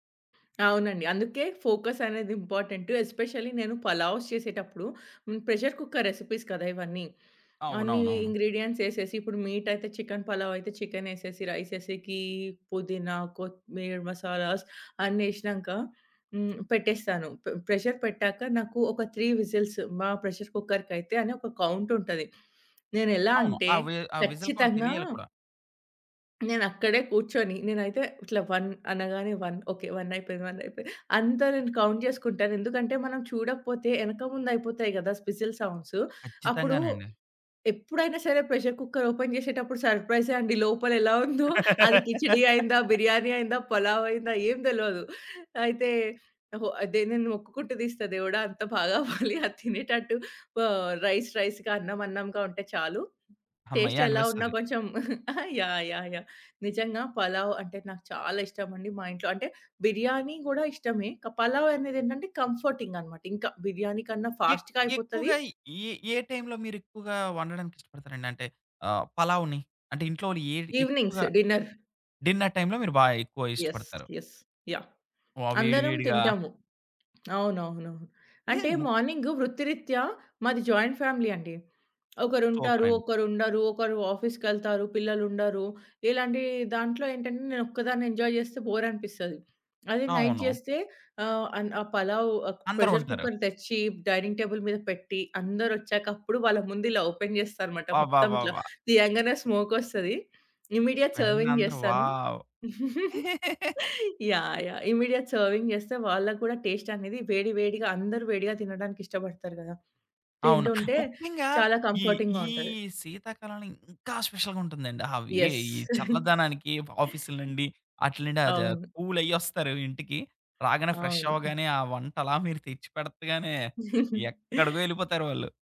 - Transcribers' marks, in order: tapping; in English: "ఫోకస్"; in English: "ఎస్పెషల్లీ"; in English: "పలావ్స్"; in English: "ప్రెషర్ కుక్కర్ రెసిపీస్"; in English: "ఇంగ్రీడియెంట్స్"; in English: "మసాలాస్"; in English: "ప్రెషర్"; in English: "త్రీ విసిల్స్"; in English: "ప్రెషర్ కుక్కర్‌కైతేని"; in English: "కౌంట్"; other background noise; in English: "విసిల్ కౌంట్"; in English: "వన్"; in English: "వన్"; in English: "వన్"; in English: "కౌంట్"; in English: "ప్రెషర్ కుక్కర్ ఓపెన్"; laugh; chuckle; chuckle; in English: "రైస్ రైస్‌గా"; in English: "టేస్ట్"; chuckle; in English: "ఫాస్ట్‌గా"; in English: "ఈవెనింగ్స్ డిన్నర్"; in English: "డిన్నర్ టైమ్‌లో"; in English: "యెస్. యెస్"; in English: "వావ్!"; in English: "జాయింట్ ఫ్యామిలీ"; in English: "ఎంజాయ్"; in English: "నైట్"; in English: "ప్రెషర్ కుక్కర్"; in English: "డైనింగ్ టేబుల్"; in English: "ఓపెన్"; in English: "ఇమ్మీడియేట్ సర్వింగ్"; giggle; in English: "వావ్!"; in English: "ఇమ్మీడియేట్ సర్వింగ్"; chuckle; in English: "టేస్ట్"; in English: "కంఫర్‌టింగ్‌గా"; in English: "స్పెషల్‌గా"; in English: "యెస్"; chuckle; in English: "కూల్"; in English: "ఫ్రెష్"; giggle
- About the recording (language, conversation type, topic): Telugu, podcast, మనసుకు నచ్చే వంటకం ఏది?